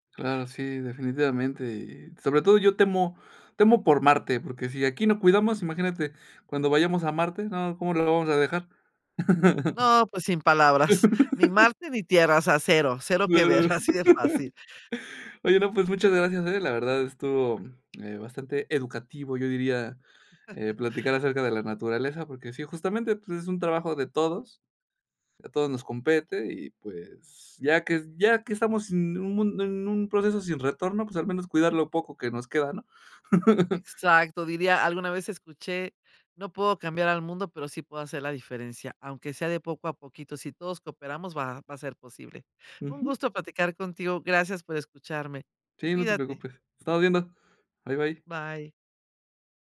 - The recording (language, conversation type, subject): Spanish, podcast, ¿Qué significa para ti respetar un espacio natural?
- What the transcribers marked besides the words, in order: chuckle; other background noise; laugh; chuckle; chuckle